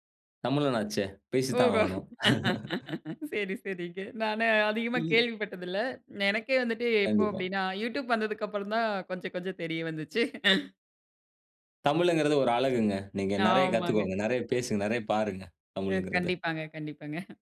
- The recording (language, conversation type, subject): Tamil, podcast, உங்களுக்குப் பிடித்த ஒரு கலைஞர் உங்களை எப்படித் தூண்டுகிறார்?
- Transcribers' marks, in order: laugh; chuckle; chuckle; drawn out: "ஆமாங்க"